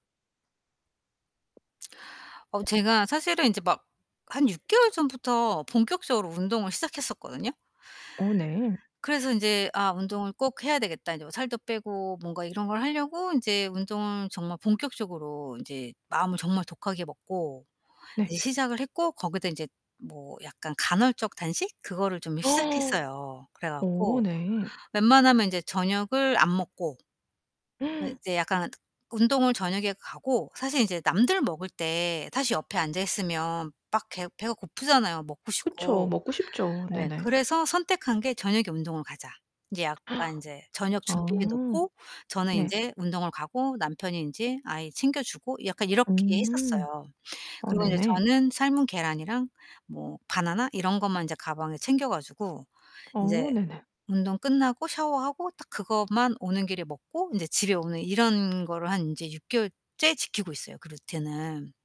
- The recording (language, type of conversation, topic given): Korean, advice, 예상치 못한 상황이 생겨도 일상 습관을 어떻게 꾸준히 유지할 수 있을까요?
- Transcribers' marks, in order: other background noise; tapping; gasp; distorted speech; gasp; gasp